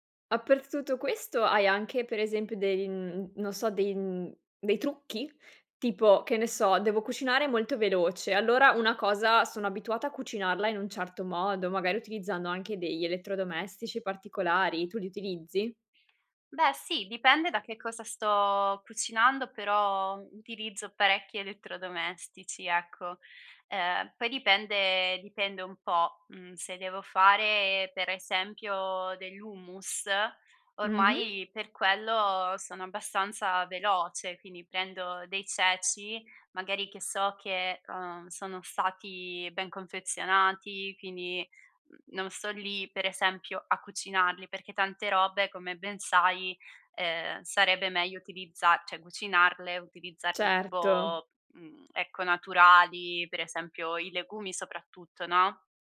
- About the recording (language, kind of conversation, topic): Italian, podcast, Come scegli cosa mangiare quando sei di fretta?
- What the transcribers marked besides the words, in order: "cioè" said as "ceh"